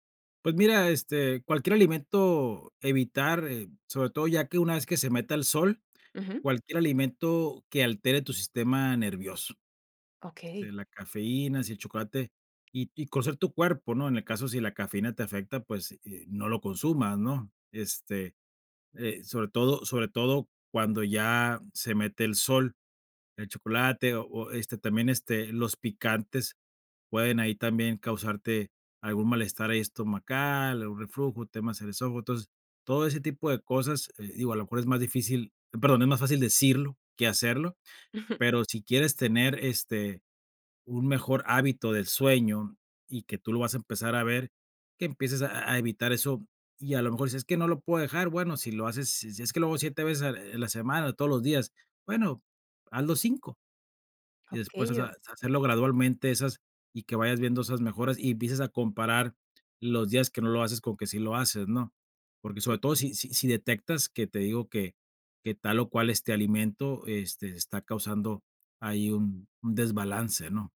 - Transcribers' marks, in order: giggle
- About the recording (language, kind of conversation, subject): Spanish, podcast, ¿Qué hábitos te ayudan a dormir mejor por la noche?